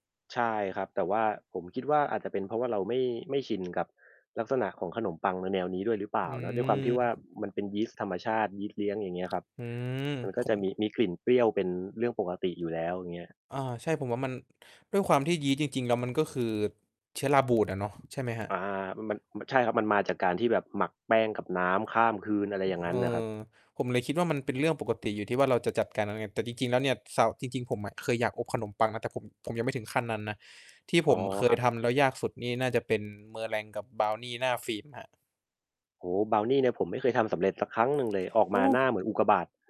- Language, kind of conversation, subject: Thai, unstructured, คุณกลัวไหมว่าตัวเองจะล้มเหลวระหว่างฝึกทักษะใหม่ๆ?
- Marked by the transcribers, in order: distorted speech; tapping